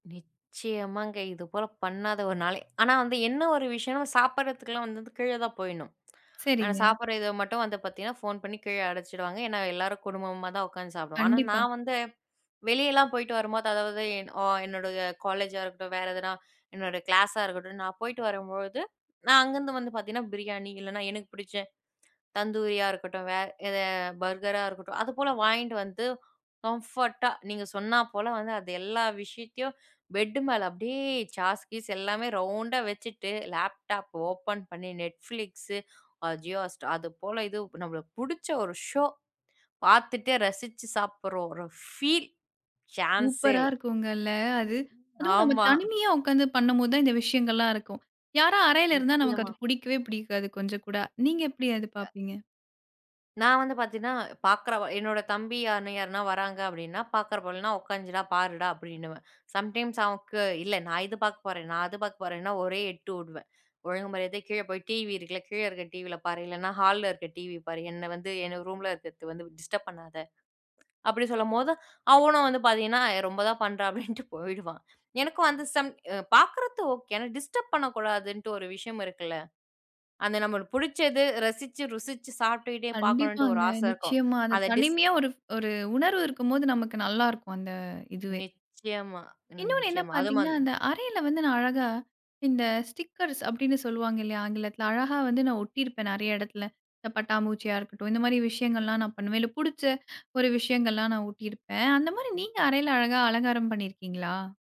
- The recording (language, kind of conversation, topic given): Tamil, podcast, வீட்டில் உங்களுக்கு மிகவும் பிடித்த ஓய்வெடுக்கும் இடம் எப்படிப் இருக்கும்?
- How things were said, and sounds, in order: swallow; in English: "கிளாஸா"; in English: "கம்ஃபோர்ட்டா"; in English: "பெட்"; in English: "ஷோ"; in English: "ஃபீல், சான்ஸே"; other noise; in English: "சம் டைம்ஸ்"; laughing while speaking: "அப்பிடின்ட்டுப் போயிடுவான்"; in English: "ஸ்டிக்கர்ஸ்"